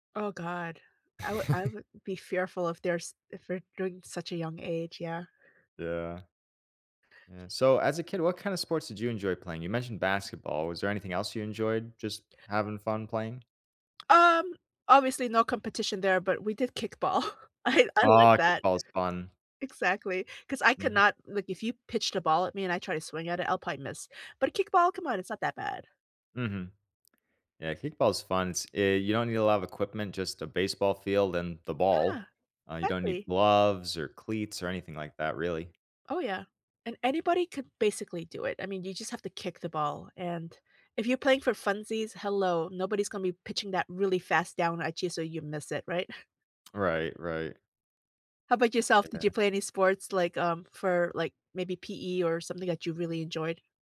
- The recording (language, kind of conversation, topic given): English, unstructured, How can I use school sports to build stronger friendships?
- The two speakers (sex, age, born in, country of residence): female, 45-49, South Korea, United States; male, 25-29, United States, United States
- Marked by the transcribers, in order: chuckle; tapping; chuckle; chuckle